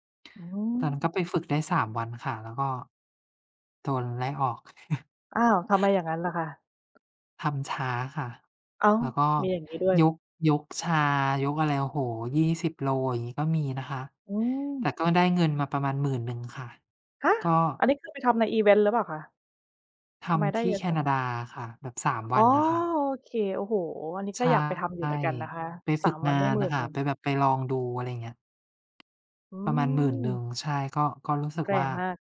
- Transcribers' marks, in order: chuckle; tapping
- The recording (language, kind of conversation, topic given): Thai, unstructured, คุณเริ่มต้นวันใหม่ด้วยกิจวัตรอะไรบ้าง?